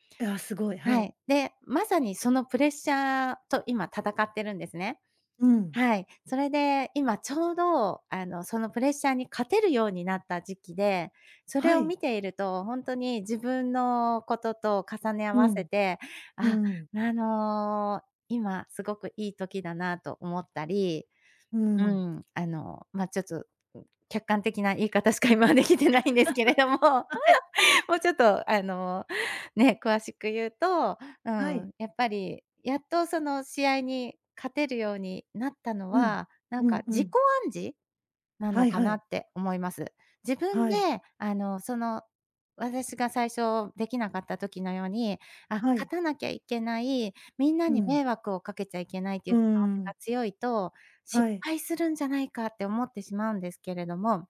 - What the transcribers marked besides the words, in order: laughing while speaking: "言い方しか今はできてないんですけれども"; chuckle; laughing while speaking: "はい"; laugh
- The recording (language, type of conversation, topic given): Japanese, podcast, プレッシャーが強い時の対処法は何ですか？